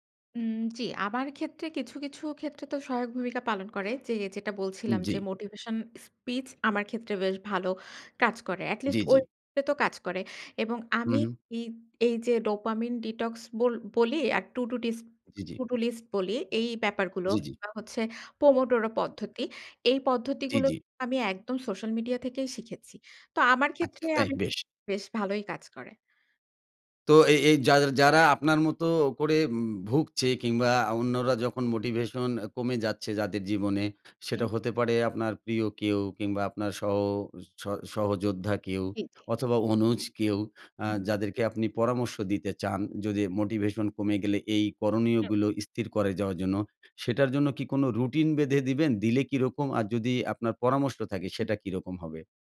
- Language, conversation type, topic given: Bengali, podcast, মোটিভেশন কমে গেলে আপনি কীভাবে নিজেকে আবার উদ্দীপ্ত করেন?
- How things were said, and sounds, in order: in English: "dopamine"; in Italian: "pomodoro"